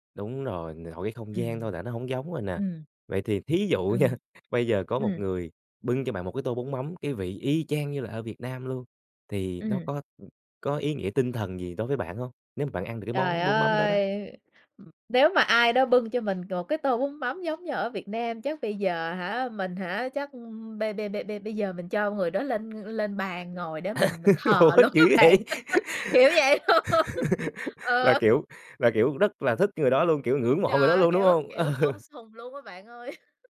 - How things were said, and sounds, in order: tapping; laughing while speaking: "nha"; laugh; laughing while speaking: "Ủa, dữ vậy?"; laugh; laughing while speaking: "thờ luôn á bạn, kiểu vậy luôn"; laugh; laughing while speaking: "Ừ"; chuckle
- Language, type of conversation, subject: Vietnamese, podcast, Món ăn nào khiến bạn nhớ về quê hương nhất?